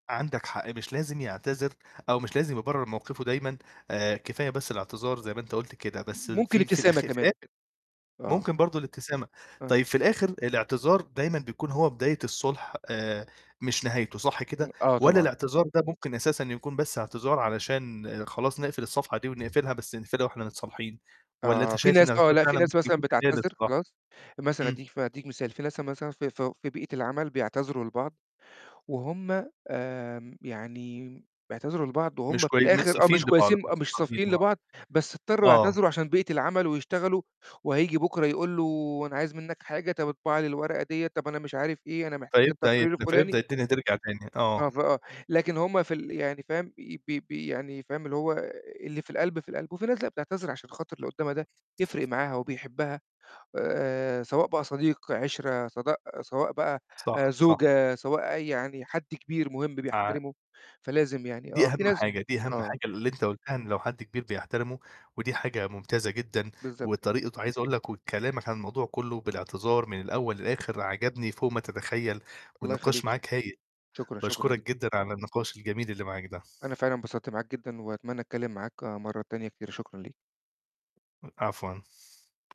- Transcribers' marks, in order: unintelligible speech; tapping; distorted speech; unintelligible speech; "سواء" said as "صداء"; unintelligible speech
- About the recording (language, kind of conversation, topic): Arabic, podcast, إيه أسلوبك لما تحتاج تعتذر عن كلامك؟